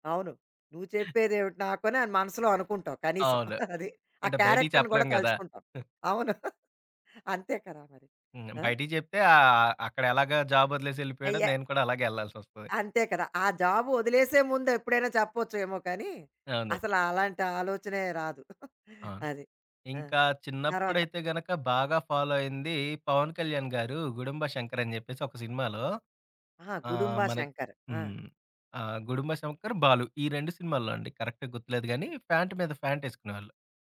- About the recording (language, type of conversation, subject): Telugu, podcast, ఏ సినిమా పాత్ర మీ స్టైల్‌ను మార్చింది?
- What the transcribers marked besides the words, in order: chuckle; in English: "క్యారెక్టర్‌ని"; giggle; chuckle; giggle; in English: "ఫాలో"; in English: "కరెక్ట్‌గా"